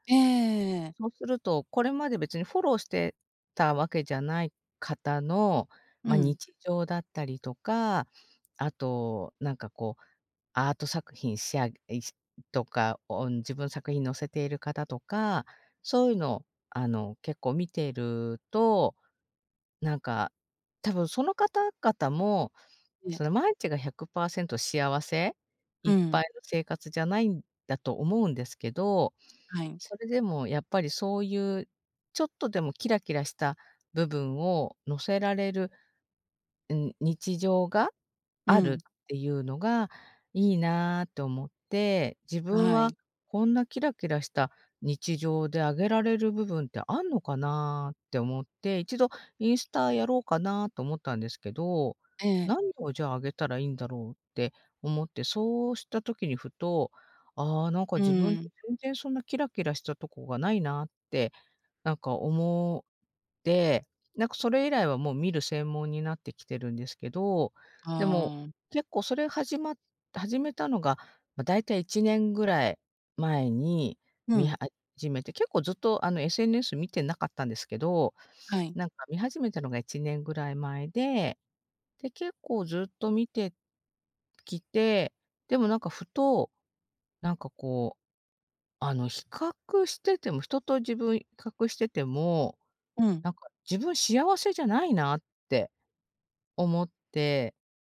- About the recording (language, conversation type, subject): Japanese, advice, 他人と比べるのをやめて視野を広げるには、どうすればよいですか？
- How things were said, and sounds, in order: none